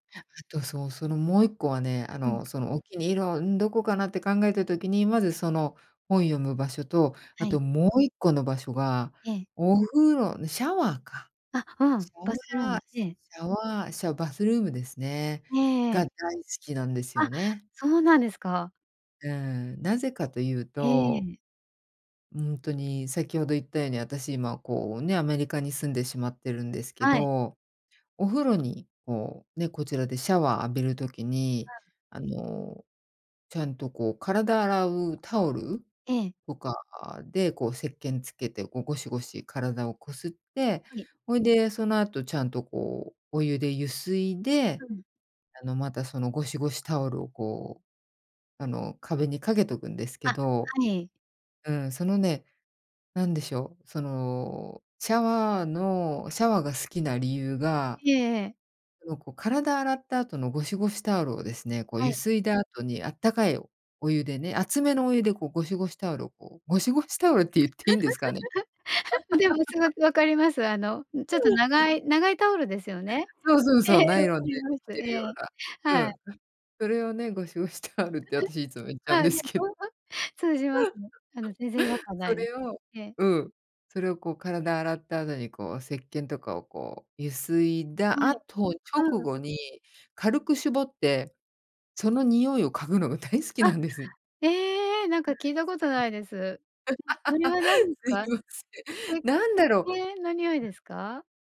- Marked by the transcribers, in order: laughing while speaking: "ゴシゴシタオルって言っていいんですかね？"; laugh; laughing while speaking: "ええ、分かります"; other noise; laugh; unintelligible speech; laughing while speaking: "タオルって私いつも言っちゃうんですけど"; laugh; laughing while speaking: "大好きなんです"; unintelligible speech; laugh; laughing while speaking: "すいません"; unintelligible speech
- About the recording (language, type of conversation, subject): Japanese, podcast, 家の中で一番居心地のいい場所はどこですか？